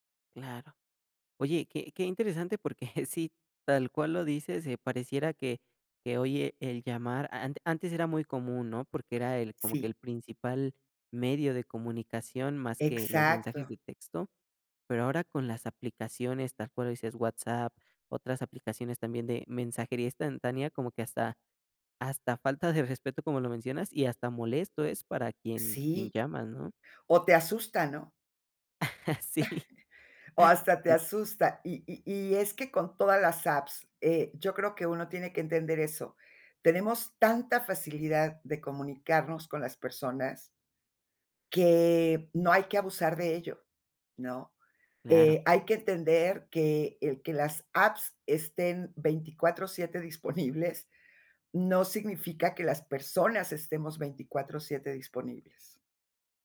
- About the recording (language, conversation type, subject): Spanish, podcast, ¿Cómo decides cuándo llamar en vez de escribir?
- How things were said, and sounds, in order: laughing while speaking: "porque"; laughing while speaking: "de respeto"; chuckle; laughing while speaking: "Sí"; chuckle; other noise; laughing while speaking: "disponibles"